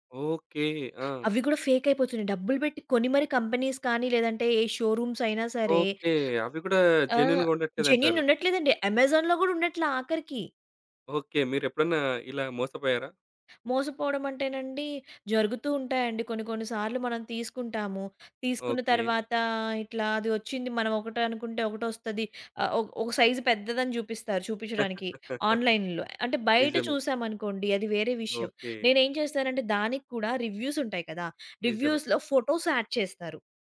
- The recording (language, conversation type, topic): Telugu, podcast, ఫేక్ న్యూస్ కనిపిస్తే మీరు ఏమి చేయాలని అనుకుంటారు?
- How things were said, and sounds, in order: other background noise; in English: "కంపెనీస్"; in English: "షోరూమ్స్"; in English: "జెన్యూన్‌గా"; in English: "జెన్యూన్"; laugh; in English: "ఆన్‌లైన్‌లో"; in English: "రివ్యూస్"; in English: "రివ్యూస్‌లో ఫోటోస్ యాడ్"